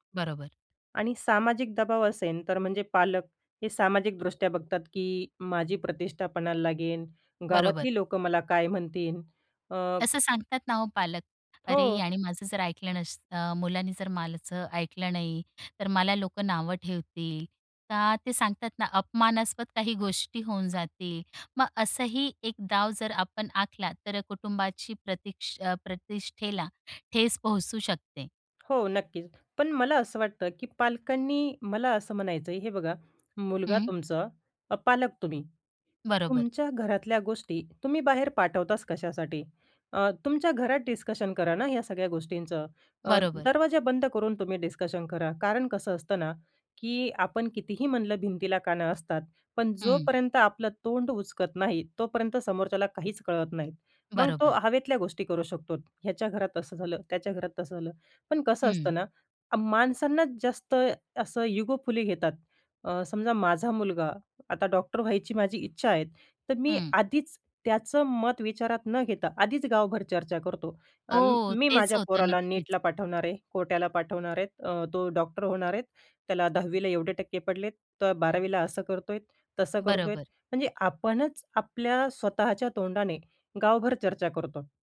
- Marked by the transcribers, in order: "माझं" said as "मालज"; in English: "डिस्कशन"; in English: "डिस्कशन"; in English: "इगोफुली"; in English: "नेटला"
- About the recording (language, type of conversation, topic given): Marathi, podcast, करिअर निवडीबाबत पालकांच्या आणि मुलांच्या अपेक्षा कशा वेगळ्या असतात?